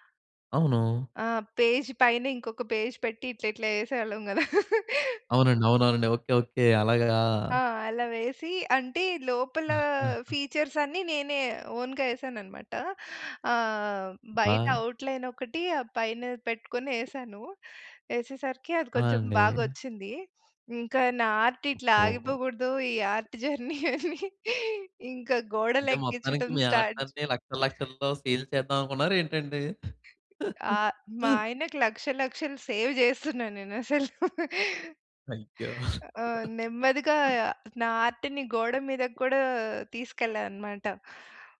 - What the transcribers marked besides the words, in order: in English: "పేజ్"; in English: "పేజ్"; laugh; other background noise; in English: "ఫీచర్స్"; giggle; in English: "ఓన్‌గా"; in English: "ఔట్‌లైన్"; in English: "ఆర్ట్"; laughing while speaking: "ఈ ఆర్ట్ జర్నీ అని"; in English: "ఆర్ట్ జర్నీ"; in English: "స్టార్ట్"; in English: "సేల్"; chuckle; in English: "సేవ్"; laugh; chuckle; in English: "ఆర్ట్‌ని"
- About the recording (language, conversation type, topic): Telugu, podcast, మీరు మీ మొదటి కళా కృతి లేదా రచనను ఇతరులతో పంచుకున్నప్పుడు మీకు ఎలా అనిపించింది?